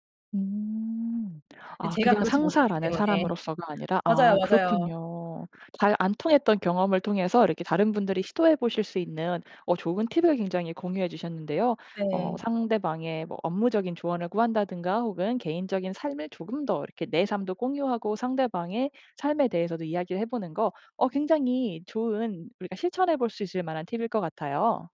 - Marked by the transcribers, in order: other background noise; tapping
- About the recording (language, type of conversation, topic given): Korean, podcast, 어색한 분위기가 생겼을 때 보통 어떻게 풀어나가시나요?